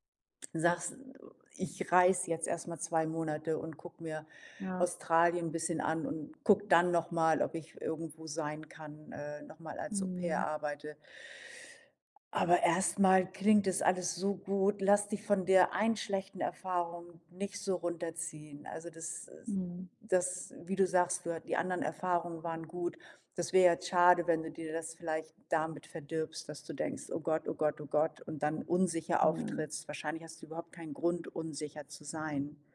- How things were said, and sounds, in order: tapping
- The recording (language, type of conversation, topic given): German, advice, Wie erlebst du deine Unsicherheit vor einer großen Veränderung wie einem Umzug oder einem Karrierewechsel?